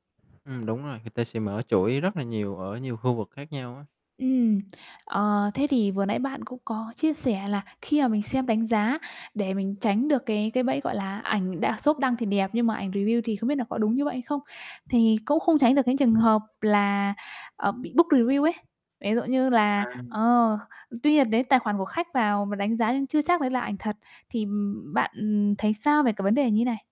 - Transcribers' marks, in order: other background noise; tapping; other street noise; in English: "review"; in English: "book review"; distorted speech
- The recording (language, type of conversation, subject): Vietnamese, podcast, Trải nghiệm đặt đồ ăn qua ứng dụng của bạn như thế nào?